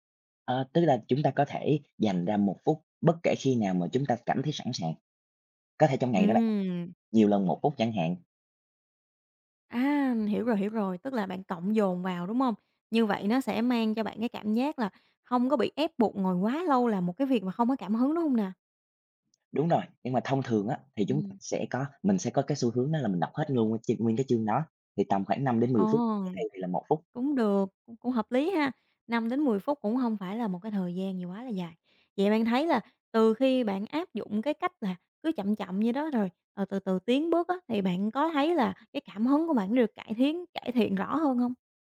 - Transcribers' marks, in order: other background noise; unintelligible speech; tapping
- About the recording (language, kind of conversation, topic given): Vietnamese, podcast, Làm sao bạn duy trì kỷ luật khi không có cảm hứng?